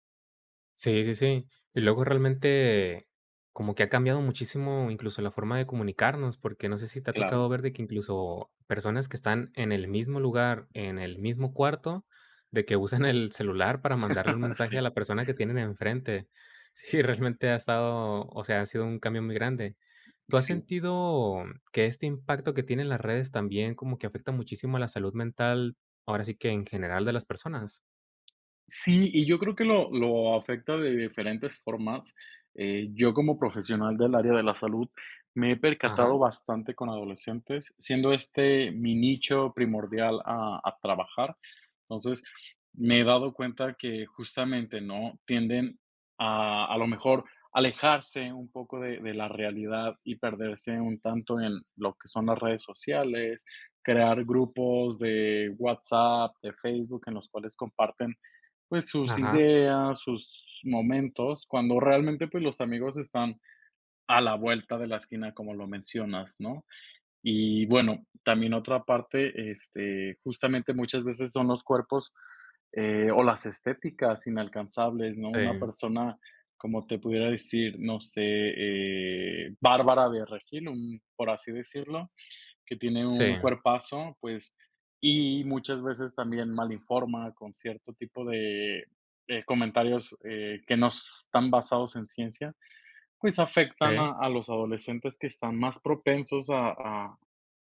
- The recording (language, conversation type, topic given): Spanish, podcast, ¿Qué te gusta y qué no te gusta de las redes sociales?
- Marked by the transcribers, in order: chuckle; laugh; other noise